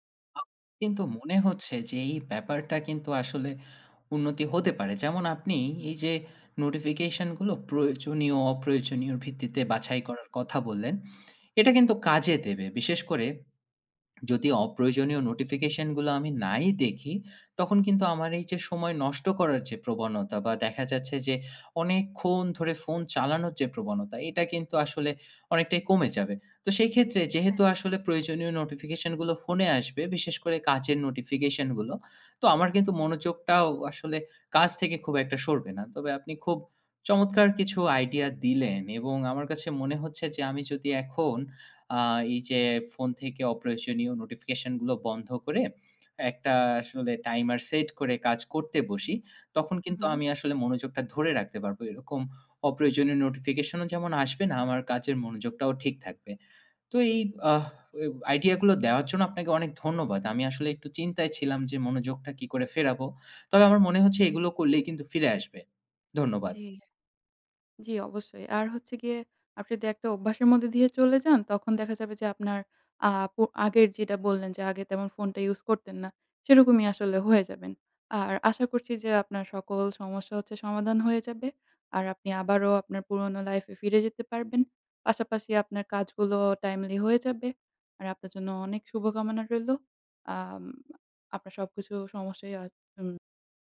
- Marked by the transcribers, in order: tapping; swallow; drawn out: "অনেকক্ষণ"; in English: "timely"
- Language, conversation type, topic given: Bengali, advice, ফোন ও নোটিফিকেশনে বারবার বিভ্রান্ত হয়ে কাজ থেমে যাওয়ার সমস্যা সম্পর্কে আপনি কীভাবে মোকাবিলা করেন?